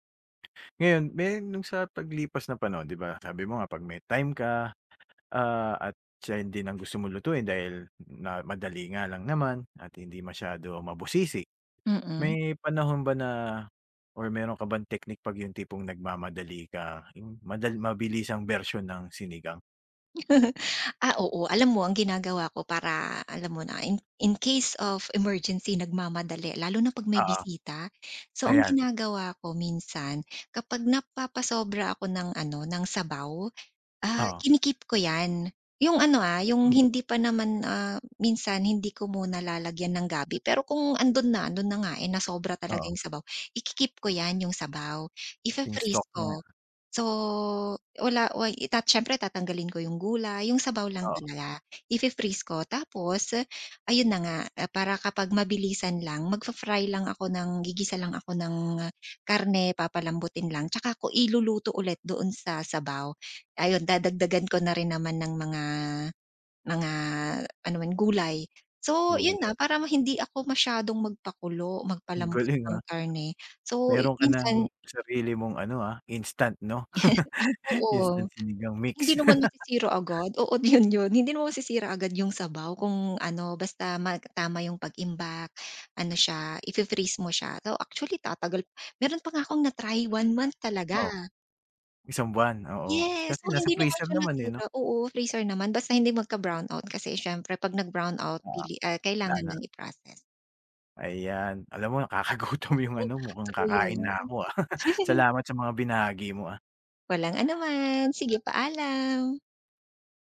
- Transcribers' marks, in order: tapping; other background noise; chuckle; unintelligible speech; chuckle; laugh; laughing while speaking: "'yon, 'yon"; laugh; drawn out: "Yes"; laughing while speaking: "nakakagutom"; chuckle; chuckle
- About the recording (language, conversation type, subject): Filipino, podcast, Paano mo inilalarawan ang paborito mong pagkaing pampagaan ng pakiramdam, at bakit ito espesyal sa iyo?